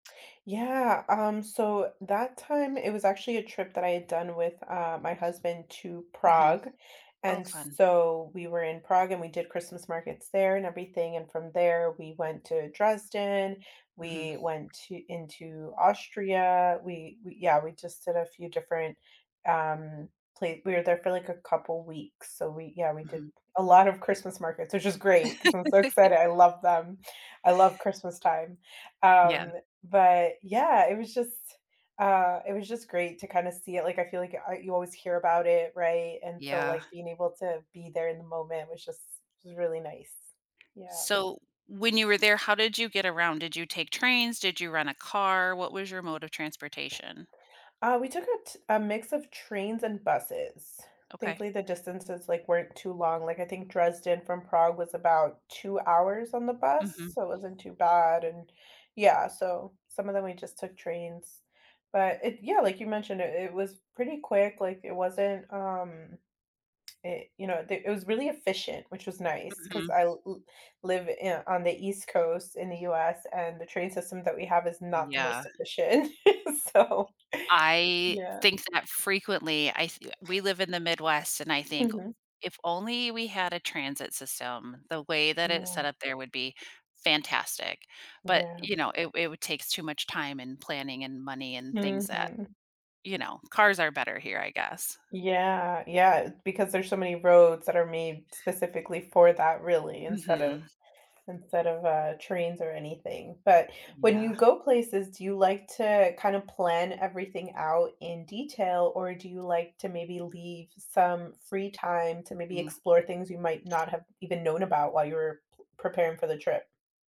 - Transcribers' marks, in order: other background noise; laugh; tapping; laughing while speaking: "efficient, so"
- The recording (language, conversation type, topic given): English, unstructured, What kinds of places do you like to explore when you travel?
- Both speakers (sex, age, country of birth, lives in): female, 35-39, United States, United States; female, 45-49, United States, United States